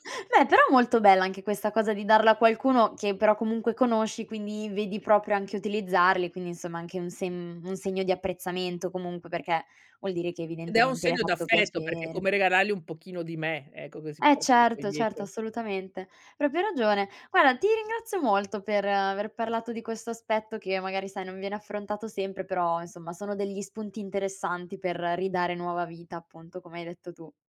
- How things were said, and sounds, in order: none
- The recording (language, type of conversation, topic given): Italian, podcast, Come fai a liberarti del superfluo?